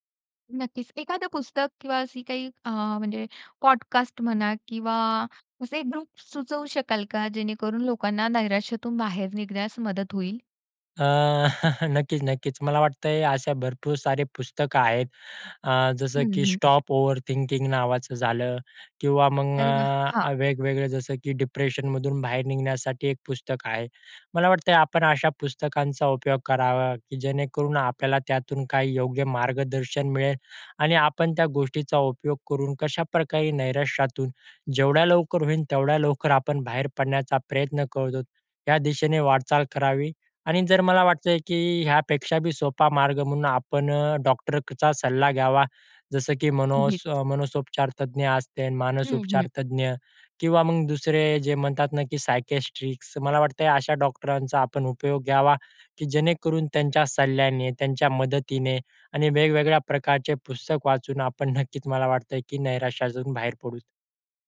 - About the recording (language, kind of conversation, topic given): Marathi, podcast, निराश वाटल्यावर तुम्ही स्वतःला प्रेरित कसे करता?
- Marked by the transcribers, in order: in English: "पॉडकास्ट"; in English: "ग्रुप्स"; chuckle; in English: "डिप्रेशनमधून"; in English: "सायकेस्ट्रिक्स"; other background noise